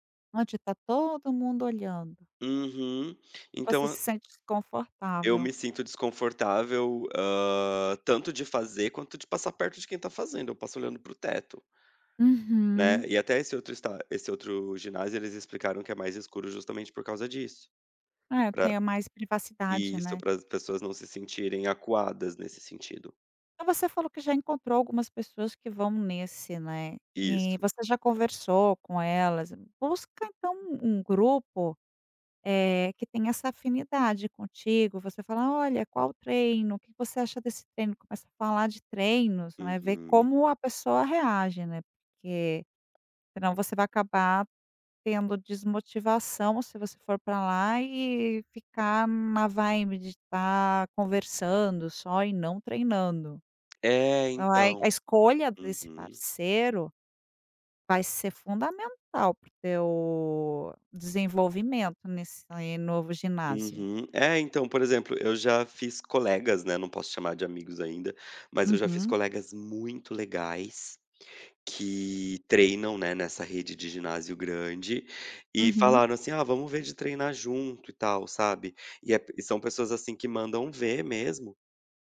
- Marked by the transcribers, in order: other background noise; tapping
- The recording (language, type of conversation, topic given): Portuguese, advice, Como posso lidar com a falta de um parceiro ou grupo de treino, a sensação de solidão e a dificuldade de me manter responsável?